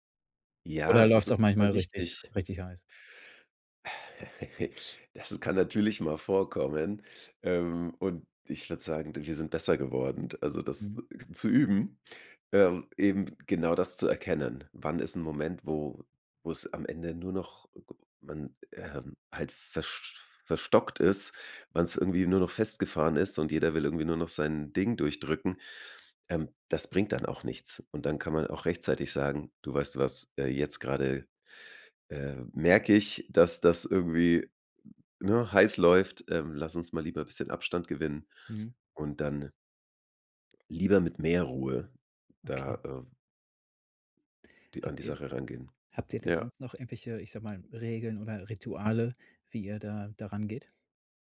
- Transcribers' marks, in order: laugh
- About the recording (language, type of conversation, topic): German, podcast, Wie könnt ihr als Paar Erziehungsfragen besprechen, ohne dass es zum Streit kommt?
- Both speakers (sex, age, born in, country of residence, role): male, 35-39, Germany, Germany, guest; male, 35-39, Germany, Germany, host